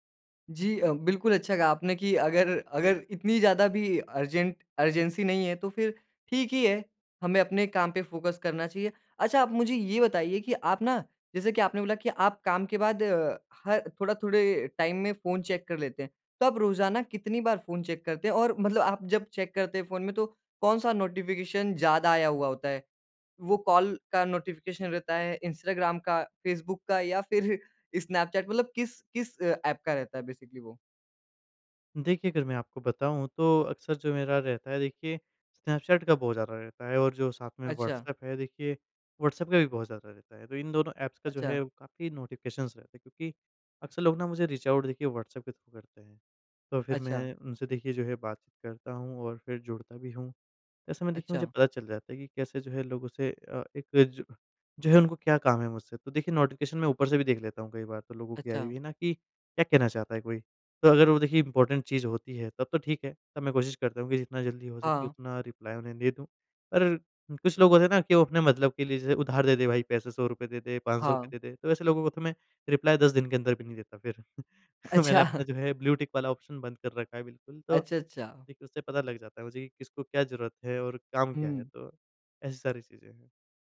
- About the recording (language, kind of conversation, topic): Hindi, podcast, आप सूचनाओं की बाढ़ को कैसे संभालते हैं?
- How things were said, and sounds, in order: laughing while speaking: "अगर"; in English: "अर्जेंट अर्जेंसी"; in English: "फ़ोकस"; in English: "टाइम"; in English: "चेक"; in English: "चेक"; in English: "चेक"; in English: "नोटिफिकेशन"; in English: "नोटिफिकेशन"; laughing while speaking: "फ़िर"; in English: "बेसिकली"; in English: "ऐप्स"; in English: "नोटिफिकेशंस"; in English: "रीच आउट"; in English: "थ्रू"; in English: "नोटिफिकेशन"; in English: "इम्पोर्टेंट"; in English: "रिप्लाई"; in English: "रिप्लाई"; chuckle; in English: "ब्लू टिक"; in English: "ऑप्शन"